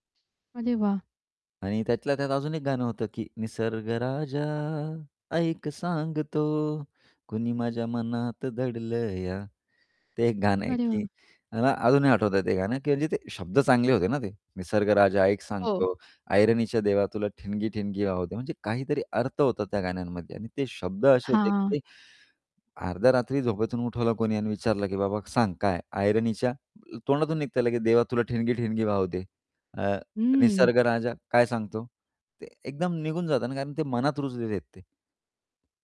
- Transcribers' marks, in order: singing: "निसर्ग राजा ऐक सांगतो, कुणी माझ्या मनात दडलं या"; static; tapping
- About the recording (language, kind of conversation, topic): Marathi, podcast, कुटुंबात गायली जाणारी गाणी ऐकली की तुम्हाला काय आठवतं?